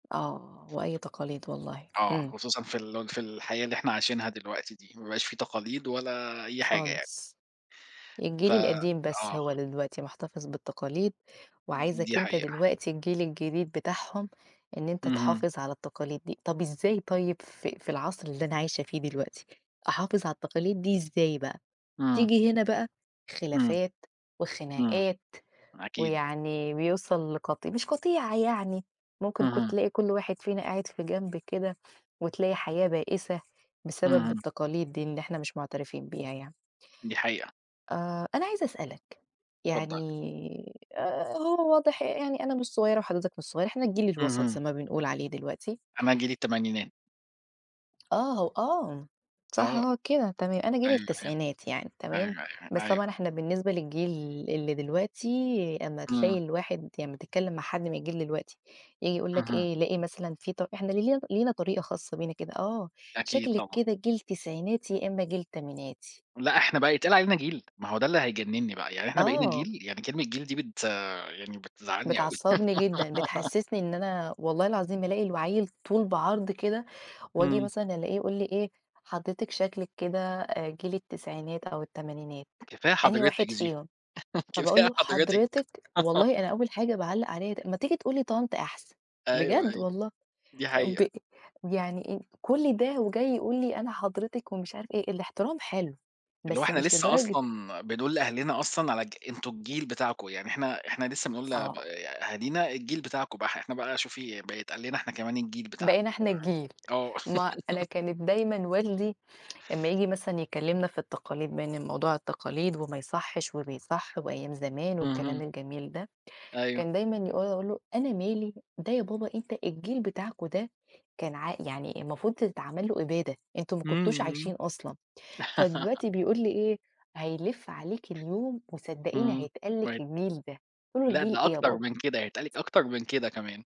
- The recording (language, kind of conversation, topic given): Arabic, unstructured, إيه دور العيلة في الحفاظ على التقاليد؟
- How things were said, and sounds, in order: tapping; other noise; giggle; chuckle; laughing while speaking: "كفاية حضرتِك"; laugh; laugh; laugh; unintelligible speech